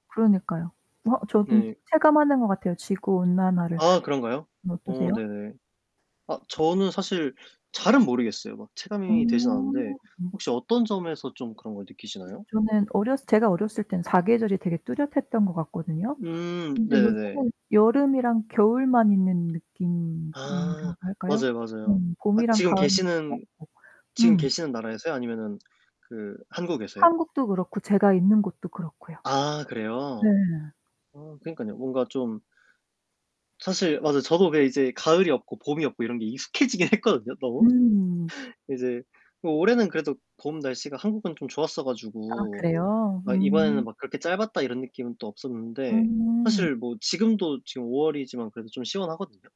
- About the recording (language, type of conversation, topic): Korean, unstructured, 산불이 발생하면 어떤 감정이 드시나요?
- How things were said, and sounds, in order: static; distorted speech; other background noise; laughing while speaking: "익숙해지긴 했거든요, 너무"